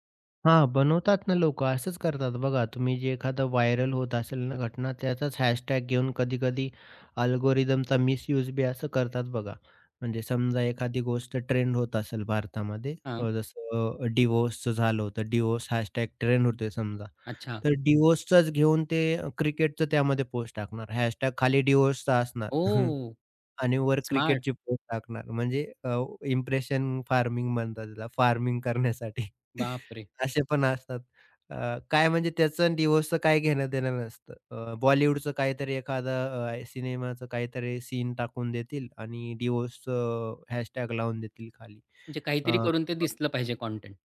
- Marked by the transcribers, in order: in English: "व्हायरल"; in English: "अल्गोरिदमचा मिसयूज"; surprised: "ओह!"; in English: "फार्मिंग"; laughing while speaking: "फार्मिंग करण्यासाठी"; in English: "फार्मिंग"; chuckle
- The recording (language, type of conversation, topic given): Marathi, podcast, सामग्रीवर शिफारस-यंत्रणेचा प्रभाव तुम्हाला कसा जाणवतो?